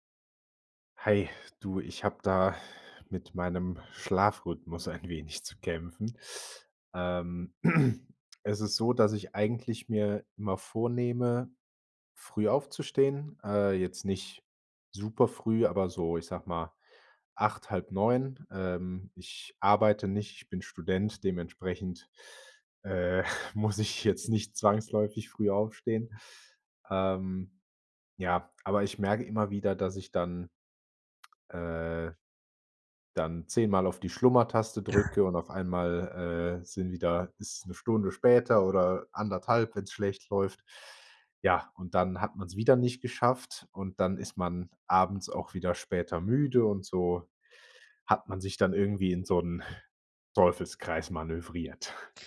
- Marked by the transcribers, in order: laughing while speaking: "ein wenig zu kämpfen"; throat clearing; laughing while speaking: "muss ich jetzt nicht zwangsläufig"; other noise; sigh
- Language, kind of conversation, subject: German, advice, Warum fällt es dir trotz eines geplanten Schlafrhythmus schwer, morgens pünktlich aufzustehen?